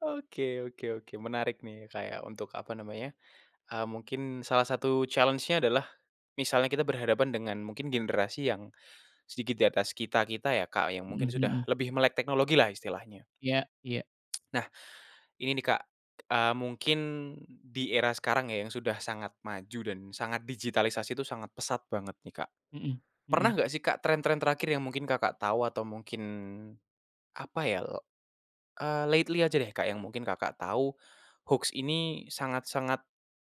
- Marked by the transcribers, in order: in English: "challenge-nya"; tsk; tapping; in English: "lately"
- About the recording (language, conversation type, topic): Indonesian, podcast, Pernahkah kamu tertipu hoaks, dan bagaimana reaksimu saat menyadarinya?